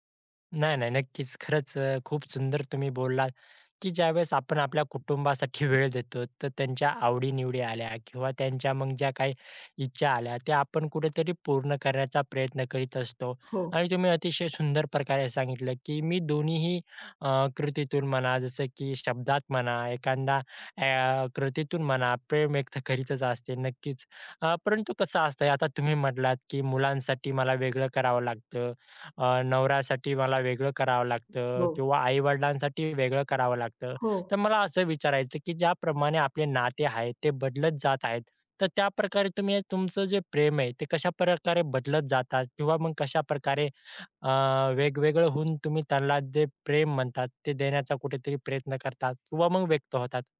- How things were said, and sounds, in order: tapping; other background noise; laughing while speaking: "करीतच असते"; "कशाप्रकारे" said as "कशापरकारे"
- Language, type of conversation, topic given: Marathi, podcast, कुटुंबात तुम्ही प्रेम कसे व्यक्त करता?